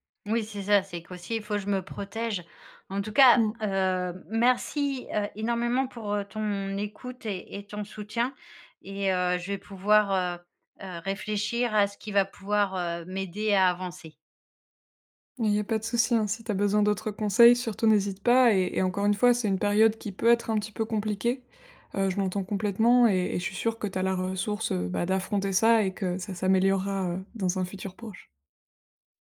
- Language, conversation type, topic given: French, advice, Comment gérer mon ressentiment envers des collègues qui n’ont pas remarqué mon épuisement ?
- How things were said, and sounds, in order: none